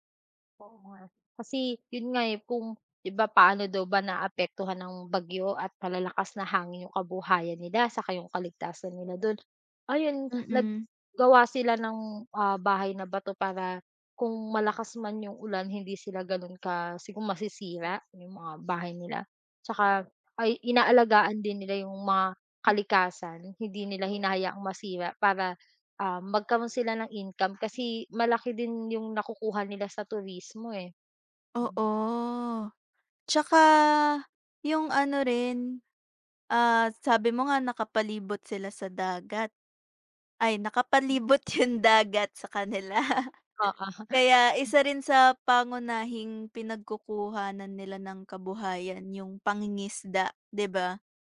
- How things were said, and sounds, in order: tapping; other background noise; drawn out: "Oo"; laughing while speaking: "nakapalibot"; other noise; laughing while speaking: "kanila"; chuckle
- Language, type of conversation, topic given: Filipino, unstructured, Paano nakaaapekto ang heograpiya ng Batanes sa pamumuhay ng mga tao roon?
- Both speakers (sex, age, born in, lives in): female, 20-24, Philippines, Philippines; female, 25-29, Philippines, Philippines